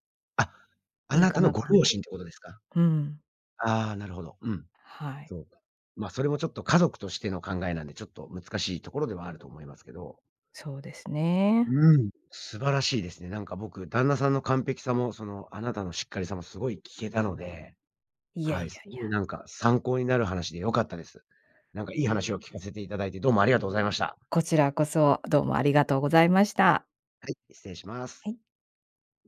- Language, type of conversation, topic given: Japanese, podcast, 結婚や同棲を決めるとき、何を基準に判断しましたか？
- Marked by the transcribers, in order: none